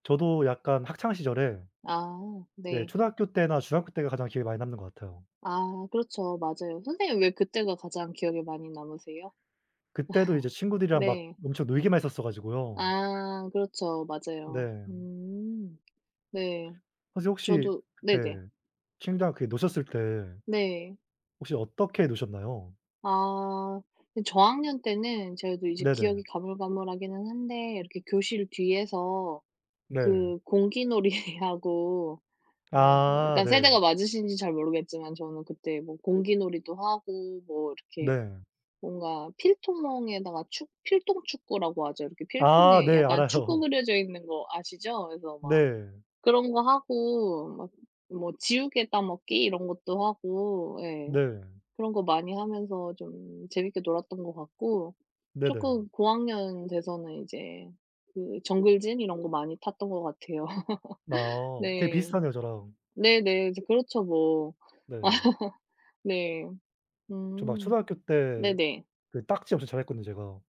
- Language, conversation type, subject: Korean, unstructured, 어린 시절에 가장 기억에 남는 순간은 무엇인가요?
- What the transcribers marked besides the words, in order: other background noise; laugh; tapping; laughing while speaking: "공기놀이하고"; laughing while speaking: "알아요"; laugh; laugh